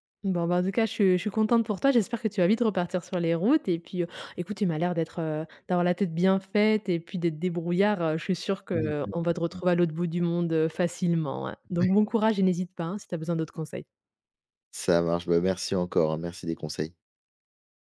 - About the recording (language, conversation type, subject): French, advice, Comment décrire une décision financière risquée prise sans garanties ?
- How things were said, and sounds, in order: other background noise; unintelligible speech